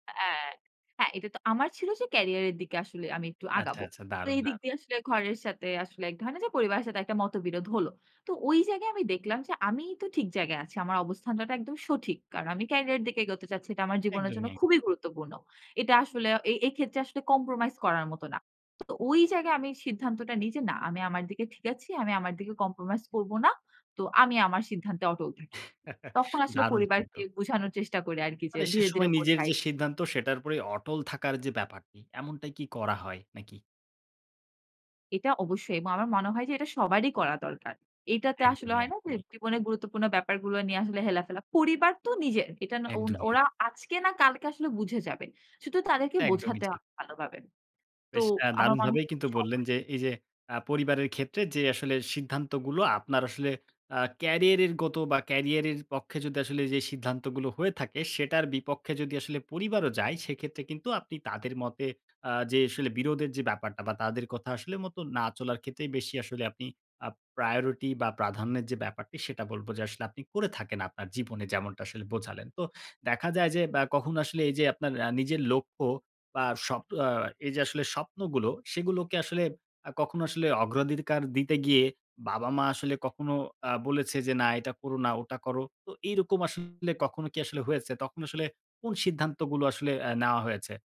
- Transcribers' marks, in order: chuckle; tapping; other background noise
- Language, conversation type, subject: Bengali, podcast, পরিবারের প্রত্যাশা আর নিজের ইচ্ছার মধ্যে ভারসাম্য তুমি কীভাবে সামলাও?